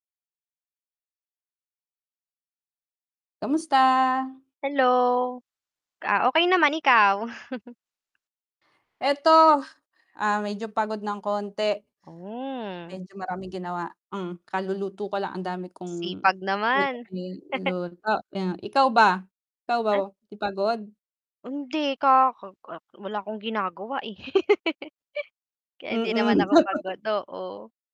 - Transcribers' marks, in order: chuckle; other noise; chuckle; unintelligible speech; laugh; laugh
- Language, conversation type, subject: Filipino, unstructured, Sa pagitan ng umaga at gabi, kailan ka mas aktibo?